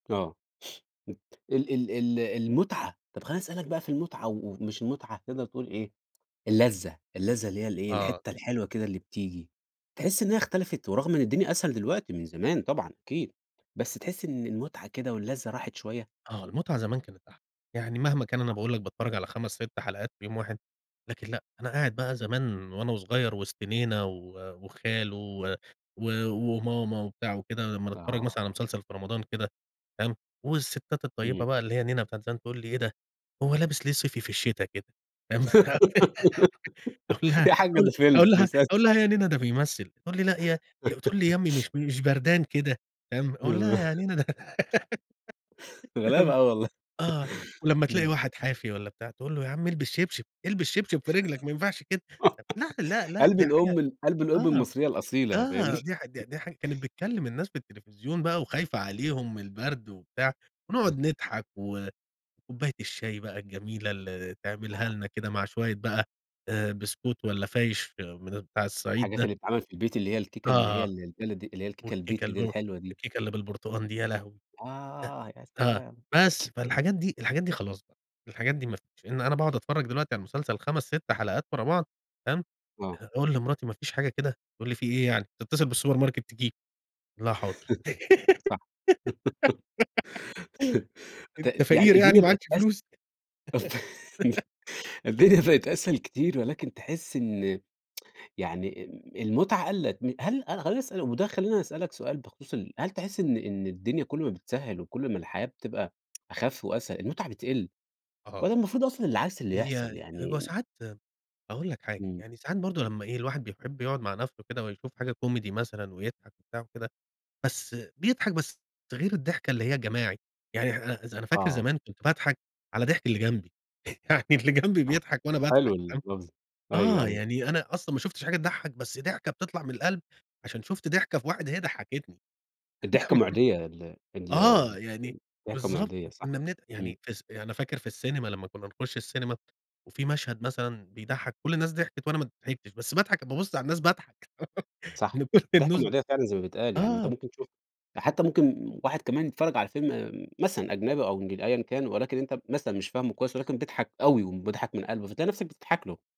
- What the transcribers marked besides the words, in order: other background noise; unintelligible speech; giggle; laugh; tapping; laugh; unintelligible speech; laugh; laugh; chuckle; lip smack; laugh; unintelligible speech; laughing while speaking: "الدنيا بقت أسهل كتير"; in English: "بالسوبر ماركت"; giggle; tsk; laugh; unintelligible speech; laugh; laugh; laughing while speaking: "إن كل الناس ب"
- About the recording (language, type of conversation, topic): Arabic, podcast, إزاي السوشيال ميديا غيّرت اختياراتك في الترفيه؟
- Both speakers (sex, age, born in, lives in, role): male, 30-34, Egypt, Portugal, host; male, 35-39, Egypt, Egypt, guest